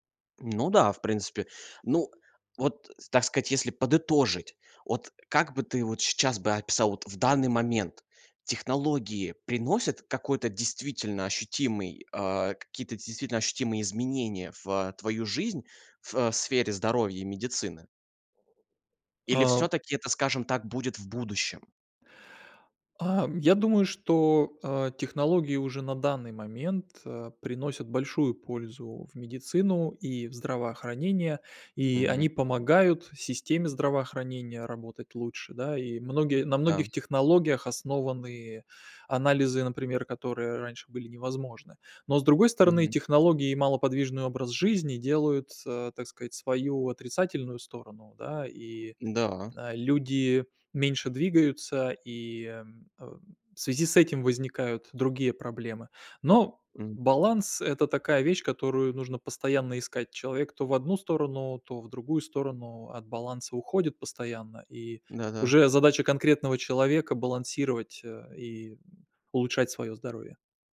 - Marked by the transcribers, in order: other background noise; tapping
- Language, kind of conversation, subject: Russian, podcast, Какие изменения принесут технологии в сфере здоровья и медицины?